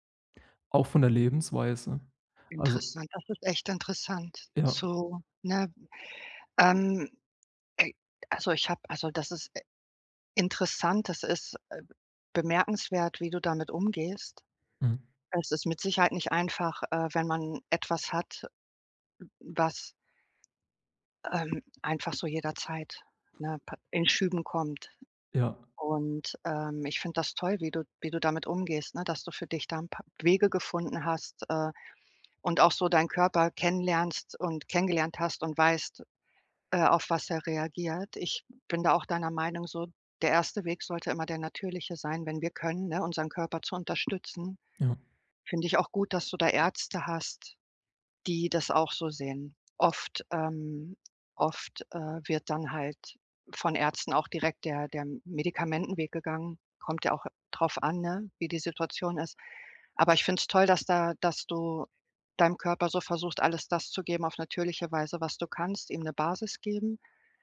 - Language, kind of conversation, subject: German, advice, Wie kann ich besser mit Schmerzen und ständiger Erschöpfung umgehen?
- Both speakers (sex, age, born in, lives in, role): female, 40-44, Germany, Portugal, advisor; male, 30-34, Germany, Germany, user
- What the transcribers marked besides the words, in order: none